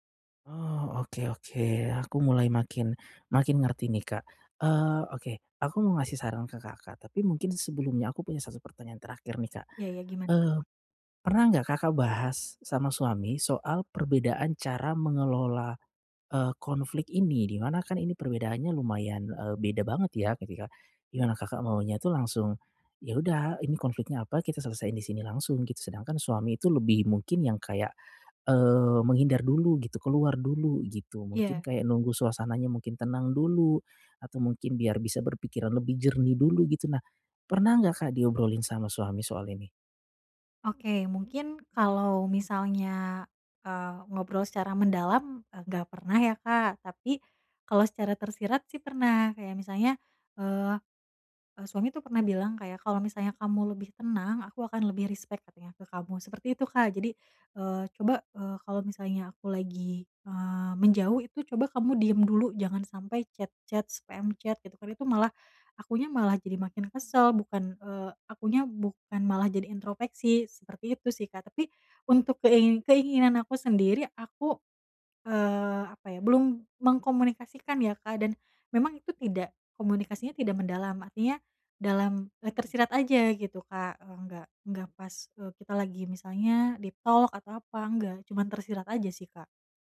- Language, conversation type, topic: Indonesian, advice, Bagaimana cara mengendalikan emosi saat berdebat dengan pasangan?
- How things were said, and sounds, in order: in English: "respect"; in English: "chat-chat, spam chat"; "introspeksi" said as "intropeksi"; in English: "deep talk"